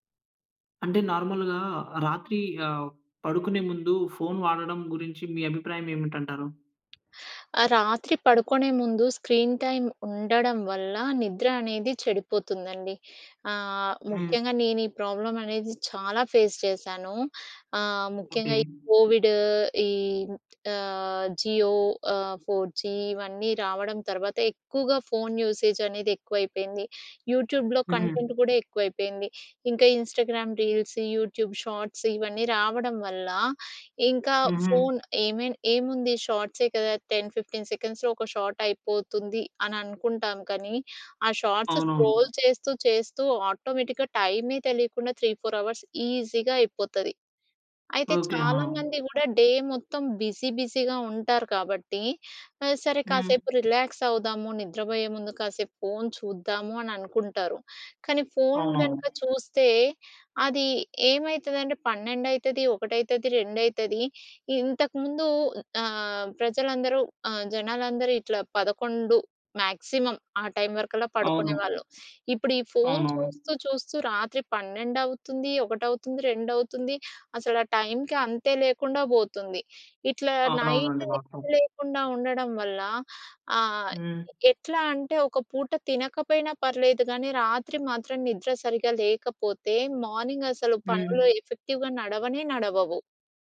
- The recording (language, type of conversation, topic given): Telugu, podcast, రాత్రి పడుకునే ముందు మొబైల్ ఫోన్ వాడకం గురించి మీ అభిప్రాయం ఏమిటి?
- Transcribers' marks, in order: in English: "నార్మల్‌గా"; tapping; in English: "స్క్రీన్ టైమ్"; in English: "ఫేస్"; in English: "ఫోర్ జీ"; in English: "యూట్యూబ్‌లో కంటెంట్"; in English: "ఇన్స్టాగ్రామ్ రీల్స్, యూట్యూబ్ షార్ట్స్"; in English: "టెన్ ఫిఫ్టీన్ సెకండ్స్‌లో"; in English: "స్క్రోల్"; other background noise; in English: "ఆటోమేటిక్‌గా"; in English: "త్రీ ఫోర్ అవర్స్ ఈజీగా"; in English: "డే"; in English: "బిజీ బిజీగా"; in English: "మ్యాక్సిమం"; in English: "నైట్"; in English: "ఎఫెక్టివ్‍గా"